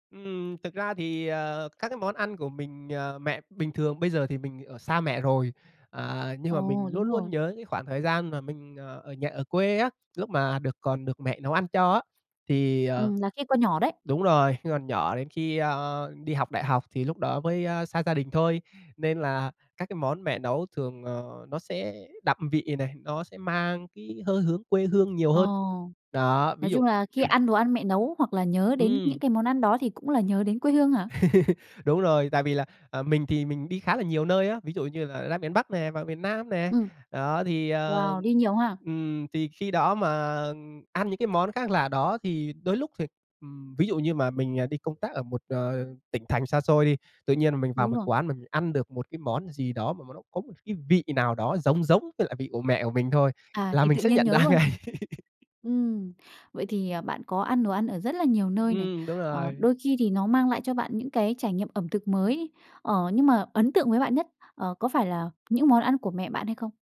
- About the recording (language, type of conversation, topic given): Vietnamese, podcast, Gia đình bạn truyền bí quyết nấu ăn cho con cháu như thế nào?
- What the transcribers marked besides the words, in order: tapping; throat clearing; laugh; laughing while speaking: "ra ngay"; laugh